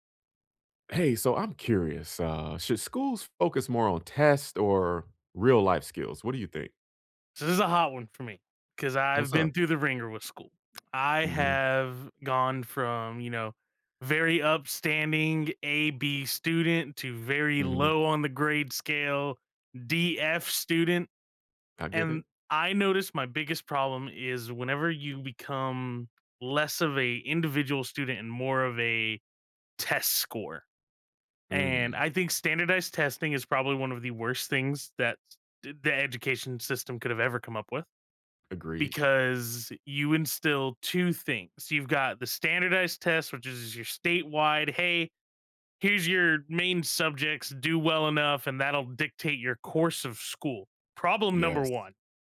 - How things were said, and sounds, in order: none
- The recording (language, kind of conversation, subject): English, unstructured, Should schools focus more on tests or real-life skills?